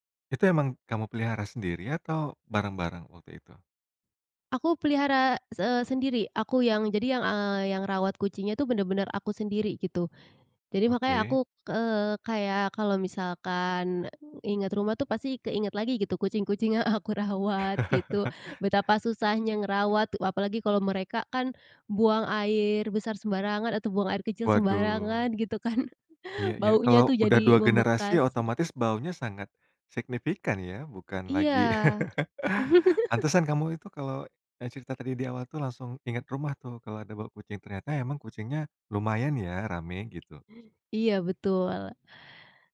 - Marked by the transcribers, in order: chuckle; chuckle; chuckle; laugh; other background noise
- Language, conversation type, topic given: Indonesian, podcast, Bau apa di rumah yang membuat kamu langsung bernostalgia?
- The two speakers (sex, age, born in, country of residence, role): female, 25-29, Indonesia, Indonesia, guest; male, 35-39, Indonesia, Indonesia, host